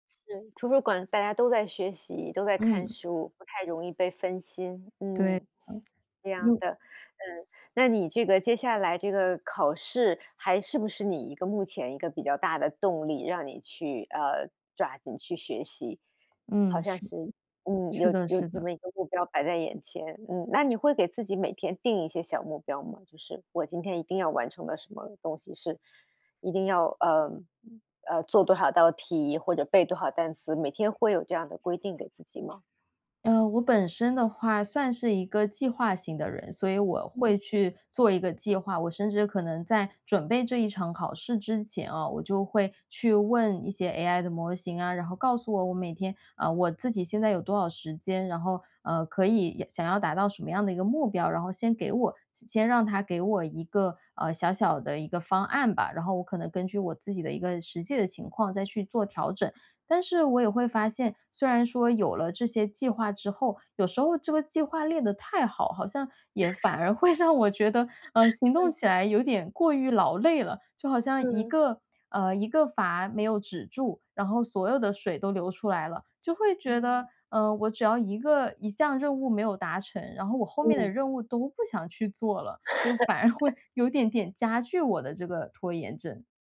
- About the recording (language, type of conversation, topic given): Chinese, podcast, 你如何应对学习中的拖延症？
- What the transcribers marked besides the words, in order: other background noise; tapping; chuckle; laughing while speaking: "会让"; chuckle; chuckle; laughing while speaking: "反而会"